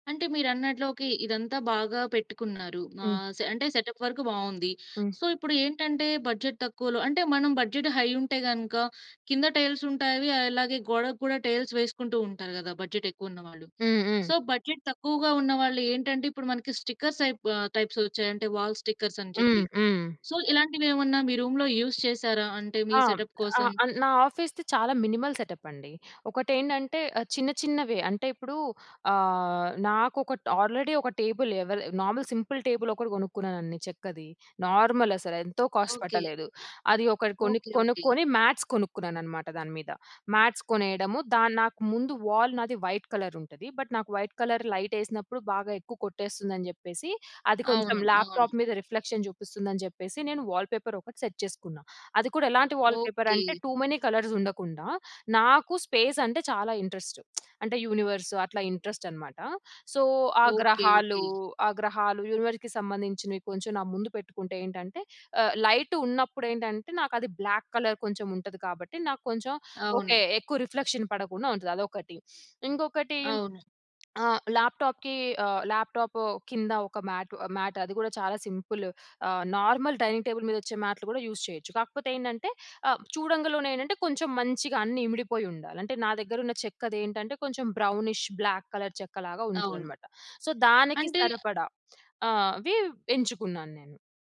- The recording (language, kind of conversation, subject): Telugu, podcast, బడ్జెట్ తక్కువగా ఉన్నా గదిని అందంగా ఎలా మార్చుకోవచ్చు?
- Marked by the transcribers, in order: tapping; in English: "సెటప్"; in English: "సో"; other background noise; in English: "బడ్జెట్"; in English: "బడ్జెట్ హై"; in English: "టైల్స్"; in English: "బడ్జెట్"; in English: "సో, బడ్జెట్"; in English: "స్టిక్కర్స్"; in English: "వాల్ స్టిక్కర్స్"; in English: "సో"; in English: "రూమ్‌లో యూజ్"; in English: "సెటప్"; in English: "ఆఫీస్‌ది"; in English: "మినిమల్"; in English: "ఆల్రెడీ"; in English: "నార్మల్ సింపుల్ టేబుల్"; in English: "నార్మల్"; in English: "కాస్ట్"; in English: "మాట్స్"; in English: "మాట్స్"; in English: "వాల్"; in English: "వైట్"; in English: "బట్"; in English: "వైట్ కలర్"; in English: "ల్యాప్టాప్"; in English: "రిఫ్లెక్షన్"; in English: "వాల్పేపర్"; in English: "సెట్"; in English: "టూ మెనీ"; in English: "స్పేస్"; lip smack; in English: "యూనివర్స్"; in English: "ఇంట్రెస్ట్"; in English: "సో"; in English: "యూనివర్స్‌కి"; in English: "లైట్"; in English: "బ్లాక్ కలర్"; in English: "రిఫ్లెక్షన్"; other noise; in English: "ల్యాప్టాప్‌కి"; in English: "మ్యాట్"; in English: "నార్మల్ డైనింగ్ టేబుల్"; in English: "యూజ్"; in English: "బ్రౌనిష్, బ్లాక్ కలర్"; in English: "సో"